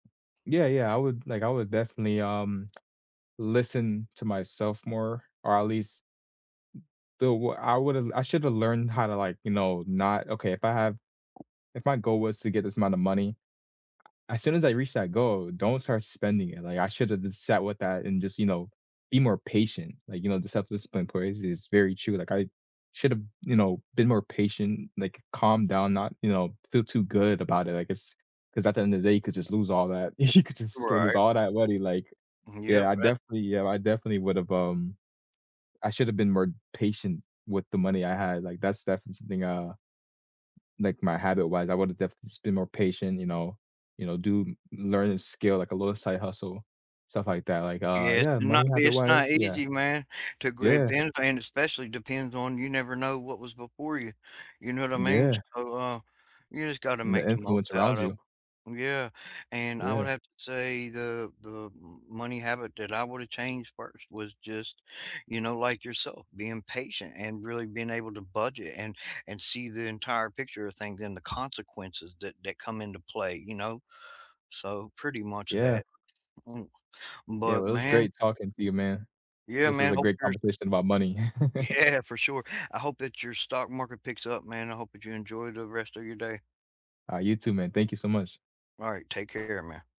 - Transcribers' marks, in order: tapping; laughing while speaking: "you could"; unintelligible speech; other background noise; laughing while speaking: "Yeah"; chuckle
- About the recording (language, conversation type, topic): English, unstructured, How has your money mindset grown from first paychecks to long-term plans as your career evolved?